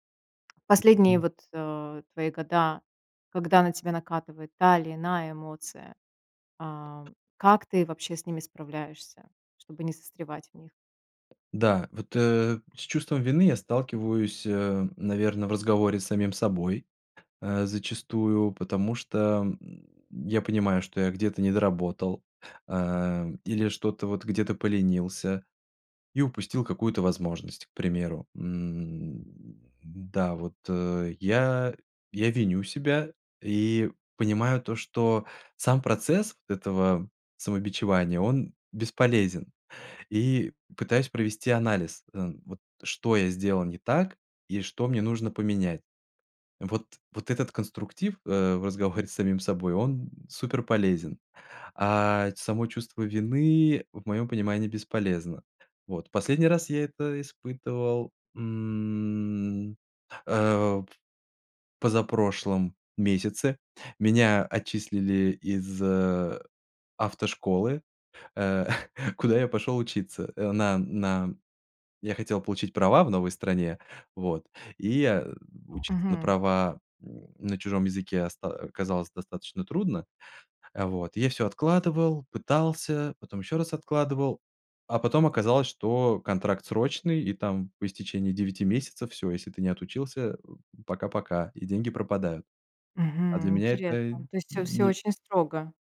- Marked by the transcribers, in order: tapping; other background noise; drawn out: "м"; chuckle
- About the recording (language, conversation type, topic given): Russian, podcast, Как ты справляешься с чувством вины или стыда?